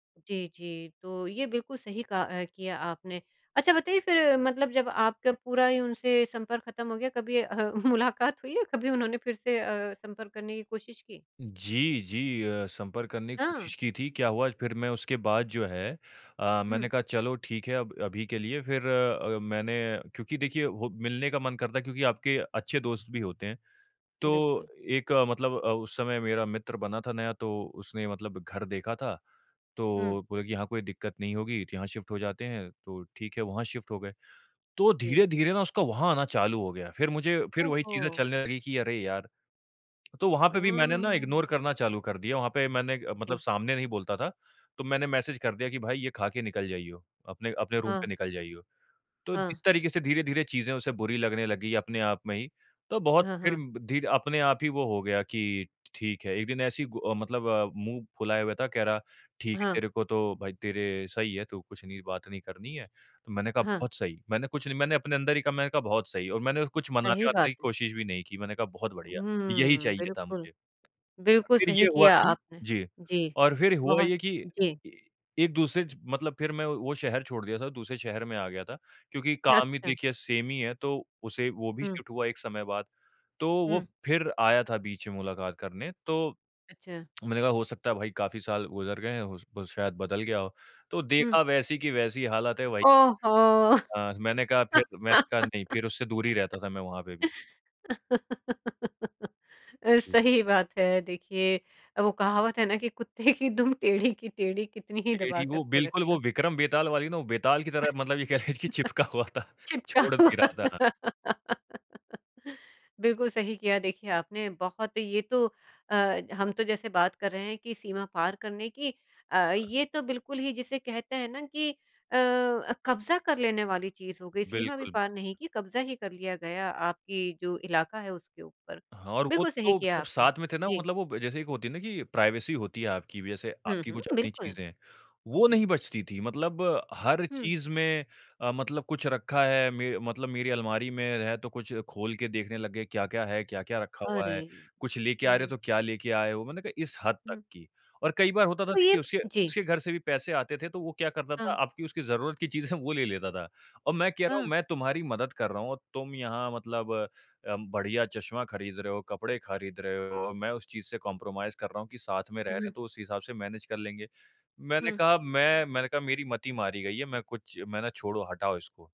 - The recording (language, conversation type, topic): Hindi, podcast, अगर कोई बार-बार आपकी सीमा लांघे, तो आप क्या कदम उठाते हैं?
- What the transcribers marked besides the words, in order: chuckle; in English: "शिफ़्ट"; in English: "शिफ़्ट"; in English: "इग्नोर"; unintelligible speech; in English: "रूम"; in English: "सेम"; in English: "शिफ़्ट"; tongue click; laugh; laughing while speaking: "कुत्ते की दुम टेढ़ी"; in English: "ग्रीडी"; chuckle; laughing while speaking: "ये कह लीजिए कि चिपका हुआ था"; laughing while speaking: "हुआ"; laugh; in English: "प्राइवेसी"; laughing while speaking: "चीज़ें"; in English: "कॉम्प्रोमाइज़"; in English: "मैनेज"